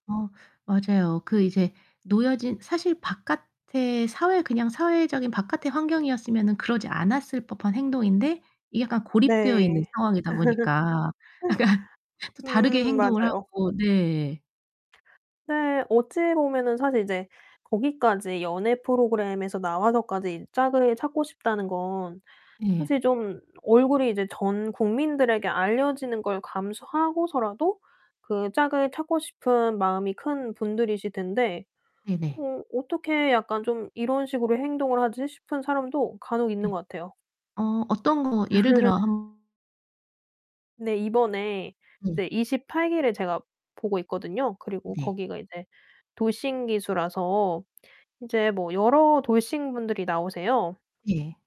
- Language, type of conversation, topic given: Korean, podcast, 요즘 즐겨 보는 드라마나 예능은 뭐예요?
- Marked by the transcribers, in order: tapping; other background noise; laugh; laughing while speaking: "약간"; distorted speech; laugh